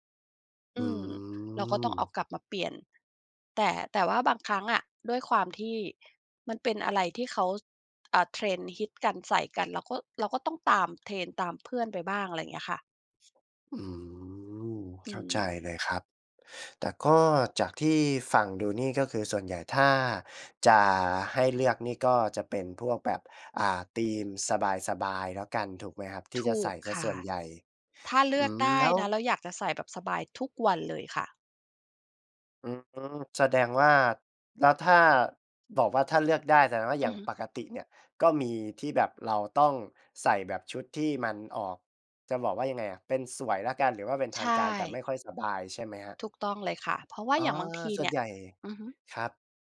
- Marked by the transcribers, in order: drawn out: "อืม"; other background noise; drawn out: "อืม"; tapping
- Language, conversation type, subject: Thai, podcast, เวลาเลือกเสื้อผ้าคุณคิดถึงความสบายหรือความสวยก่อน?